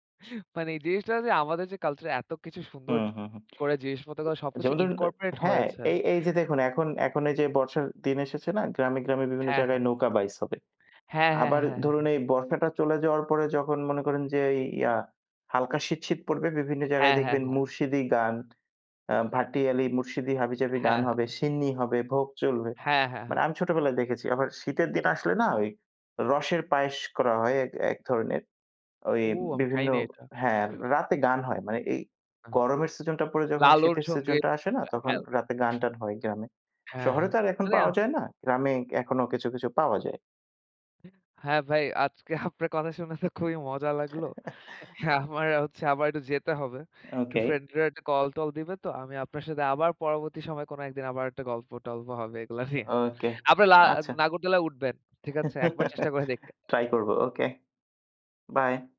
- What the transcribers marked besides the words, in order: tapping; other background noise; hiccup; unintelligible speech; laughing while speaking: "আপনার কথা শুনে তো খুবই মজা লাগলো। আমার হচ্ছে"; chuckle; laughing while speaking: "এগুলা নিয়ে"; chuckle; unintelligible speech
- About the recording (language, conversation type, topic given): Bengali, unstructured, আপনার সংস্কৃতি আপনার পরিচয়কে কীভাবে প্রভাবিত করে?